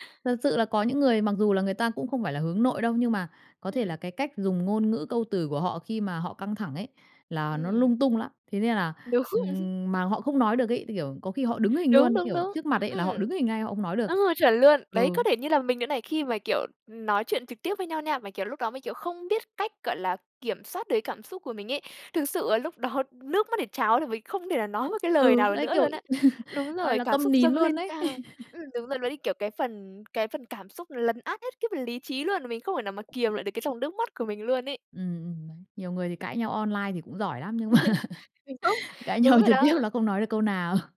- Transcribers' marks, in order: tapping; laughing while speaking: "Đúng"; laughing while speaking: "đó"; other noise; laugh; laugh; laugh; unintelligible speech; laughing while speaking: "mà"; laughing while speaking: "trực tiếp"; chuckle
- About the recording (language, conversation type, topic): Vietnamese, podcast, Bạn thường chọn nhắn tin hay gọi điện để giải quyết mâu thuẫn, và vì sao?